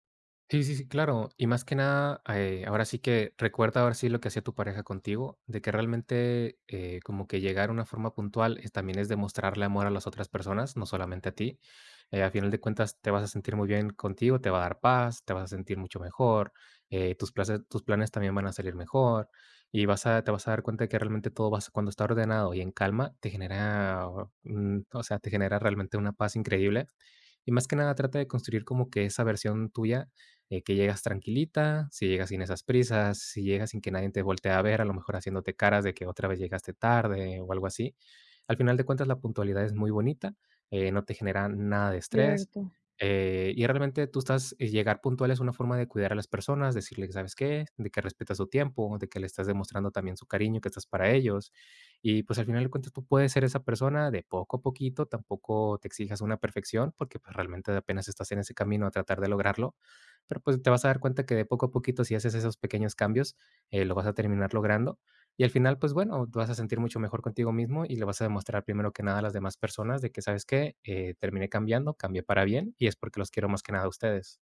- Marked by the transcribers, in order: "nadie" said as "nadien"
- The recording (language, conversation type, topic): Spanish, advice, ¿Cómo puedo dejar de llegar tarde con frecuencia a mis compromisos?